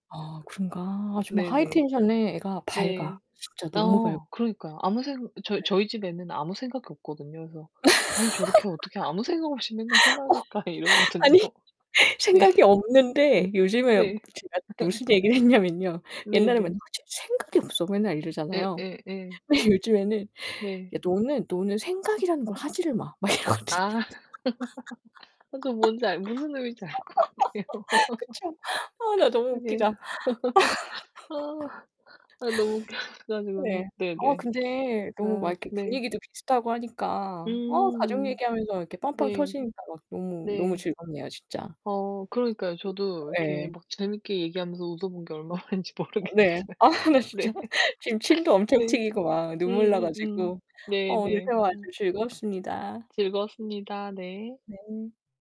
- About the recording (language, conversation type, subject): Korean, unstructured, 가족 모임에서 가장 재미있었던 에피소드는 무엇인가요?
- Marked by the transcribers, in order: distorted speech; other background noise; laugh; laughing while speaking: "어. 아니 생각이 없는데 요즘에 제가 무슨 얘기를 했냐면요"; laughing while speaking: "맑을까.' 이러거든요. 네"; laugh; laughing while speaking: "근데 요즘에는"; laugh; laughing while speaking: "의미인지 알 것 같아요"; laughing while speaking: "막 이러거든요"; laugh; laughing while speaking: "웃겨 가지고는"; sniff; static; unintelligible speech; laughing while speaking: "얼마 만인지 모르겠어요. 네"; laughing while speaking: "아우 나 진짜"; laugh